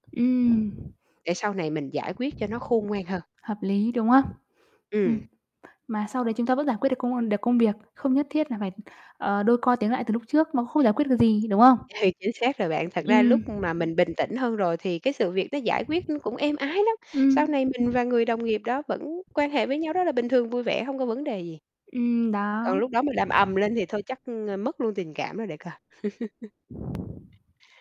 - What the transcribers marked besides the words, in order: other background noise; tapping; distorted speech; mechanical hum; laugh
- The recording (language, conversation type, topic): Vietnamese, podcast, Theo bạn, có khi nào im lặng lại là điều tốt không?